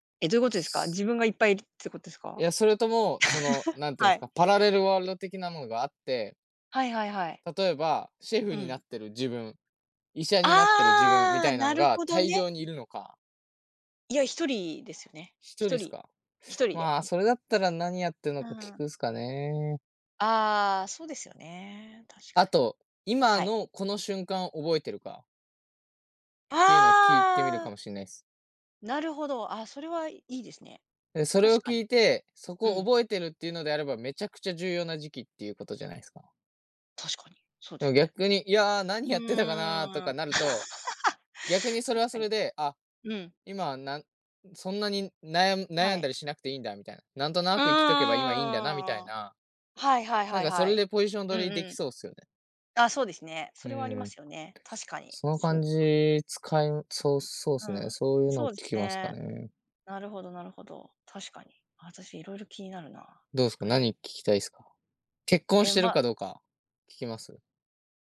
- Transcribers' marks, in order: laugh; sniff; laugh
- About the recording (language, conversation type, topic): Japanese, unstructured, 将来の自分に会えたら、何を聞きたいですか？